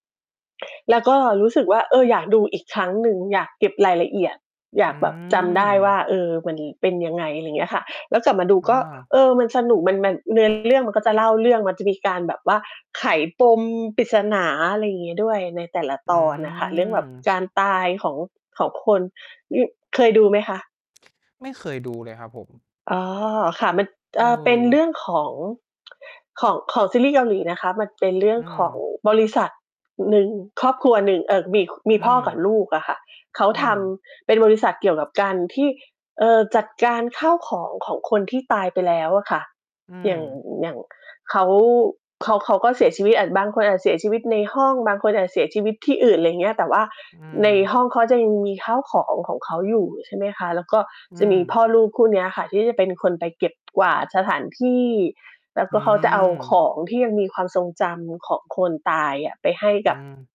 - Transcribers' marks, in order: tapping; distorted speech; other background noise
- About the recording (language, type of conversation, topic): Thai, unstructured, กิจกรรมใดที่คุณคิดว่าช่วยลดความเครียดได้ดีที่สุด?